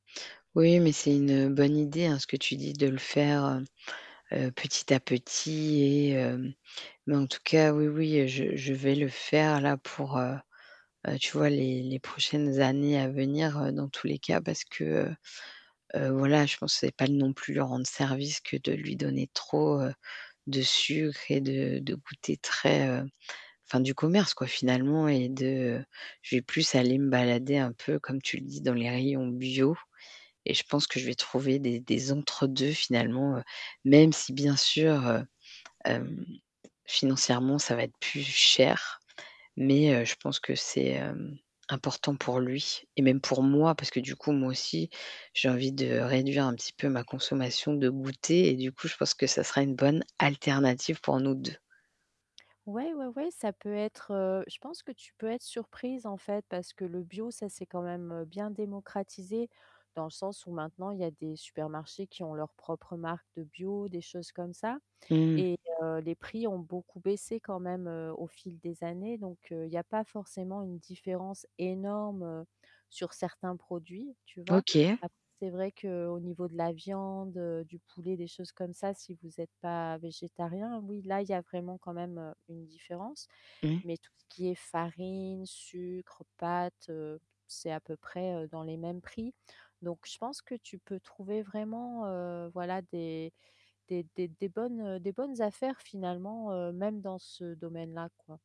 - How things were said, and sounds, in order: static; stressed: "bio"; tapping; distorted speech; stressed: "énorme"
- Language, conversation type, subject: French, advice, Comment réduire ma consommation d’aliments ultra-transformés tout en faisant des courses plus durables ?